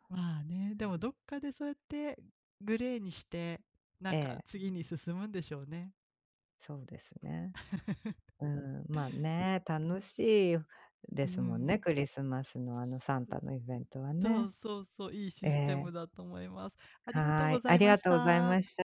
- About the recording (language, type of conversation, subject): Japanese, unstructured, 嘘をつかずに生きるのは難しいと思いますか？
- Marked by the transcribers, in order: laugh